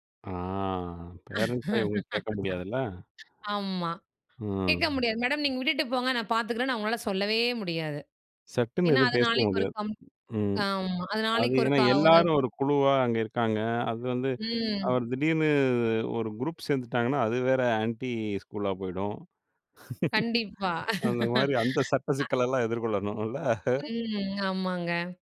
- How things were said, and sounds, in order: "பேரன்ட்ஸ்ட்ட" said as "பேரன்ட்ட"; laugh; other background noise; laugh
- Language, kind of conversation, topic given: Tamil, podcast, தொழில்நுட்பம் கற்றலை எளிதாக்கினதா அல்லது சிரமப்படுத்தினதா?